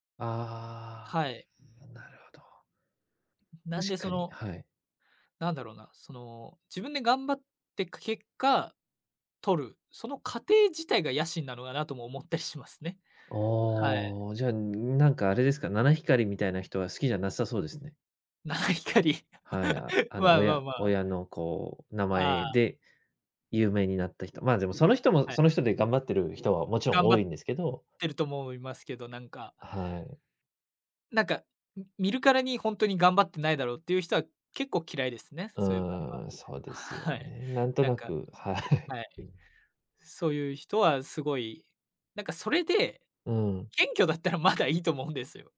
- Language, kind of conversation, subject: Japanese, podcast, ぶっちゃけ、野心はどこから来ますか?
- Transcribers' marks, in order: other background noise; laughing while speaking: "七光り"; laugh; laughing while speaking: "はい"; tapping